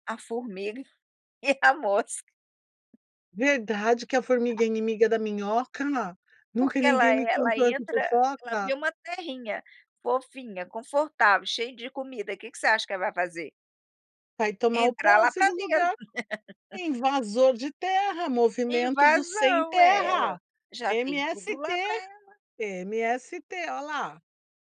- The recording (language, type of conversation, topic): Portuguese, podcast, Como foi sua primeira experiência com compostagem doméstica?
- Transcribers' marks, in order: laughing while speaking: "e a mosca"; tapping; laugh